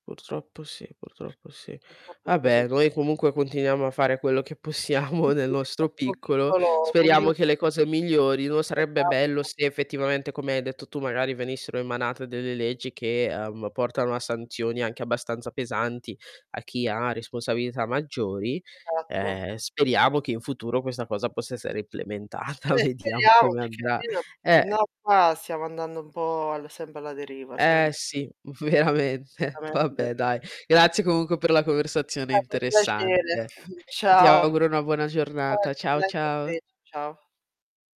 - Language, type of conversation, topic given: Italian, unstructured, Quali abitudini dovremmo cambiare per inquinare meno?
- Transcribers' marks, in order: static; tapping; other background noise; distorted speech; laughing while speaking: "possiamo"; unintelligible speech; laughing while speaking: "vediamo"; laughing while speaking: "veramente"; chuckle; unintelligible speech; "ciao" said as "cia"